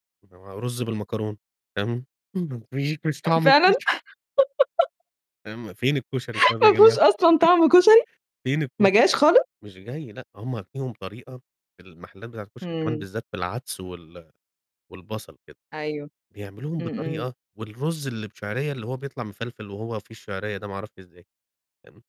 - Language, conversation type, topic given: Arabic, podcast, إيه الفرق في الطعم بين أكل الشارع وأكل المطاعم بالنسبة لك؟
- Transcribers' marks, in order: unintelligible speech; laugh; laughing while speaking: "ما فيهوش أصلًا طعم كشري"; chuckle